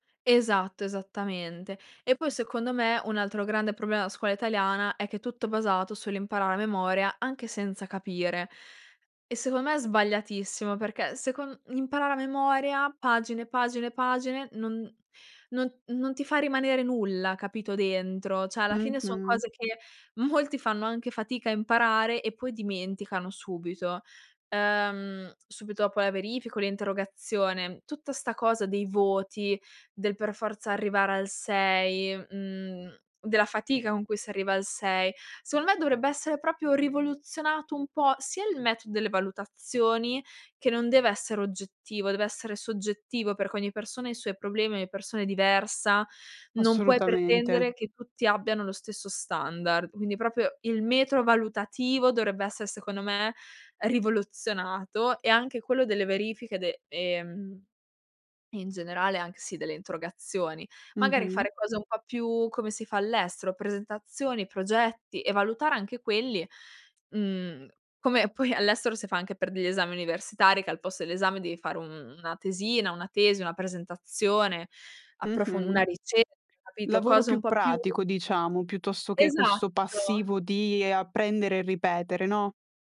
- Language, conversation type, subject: Italian, podcast, Com'è la scuola ideale secondo te?
- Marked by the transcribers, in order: "cioè" said as "ceh"